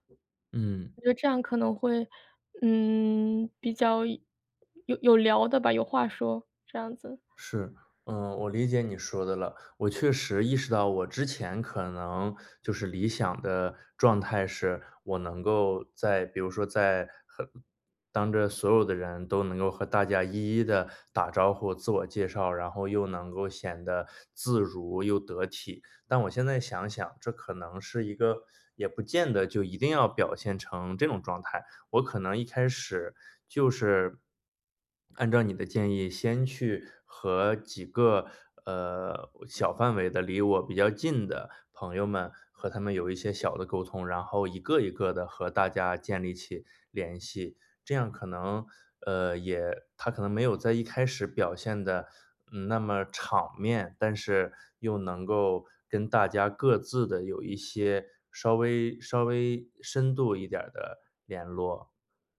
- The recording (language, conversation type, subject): Chinese, advice, 在聚会时觉得社交尴尬、不知道怎么自然聊天，我该怎么办？
- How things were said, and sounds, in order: other background noise